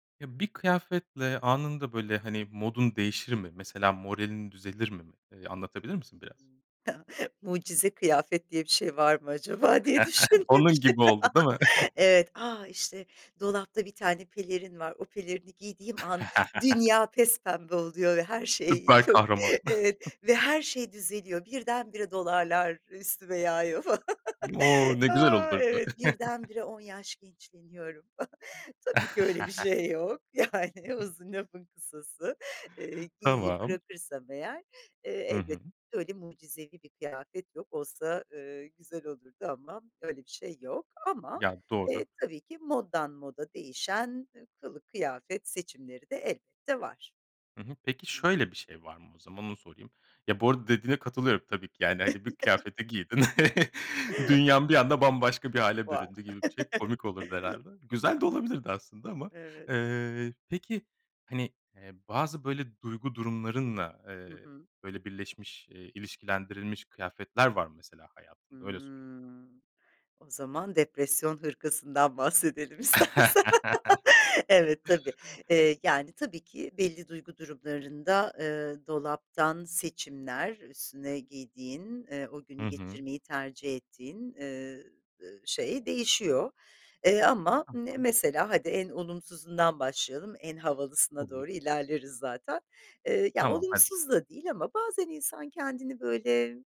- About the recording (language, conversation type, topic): Turkish, podcast, Tek bir kıyafetle moralin anında düzelir mi?
- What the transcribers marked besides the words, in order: other background noise; chuckle; chuckle; laughing while speaking: "düşündüm şi"; laugh; chuckle; chuckle; chuckle; laughing while speaking: "falan"; chuckle; chuckle; "gençleşiyorum" said as "gençleniyorum"; chuckle; laughing while speaking: "Tabii ki öyle bir şey yok, yani"; chuckle; unintelligible speech; chuckle; chuckle; tapping; chuckle; drawn out: "Hımm"; laughing while speaking: "istersen"; chuckle; laugh